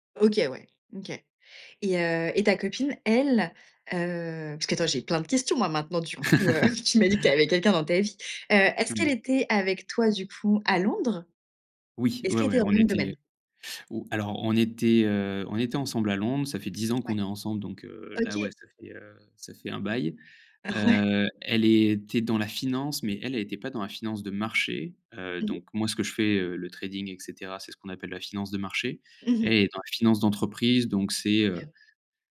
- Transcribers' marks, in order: laugh
- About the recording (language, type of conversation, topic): French, podcast, Comment choisir entre la sécurité et l’ambition ?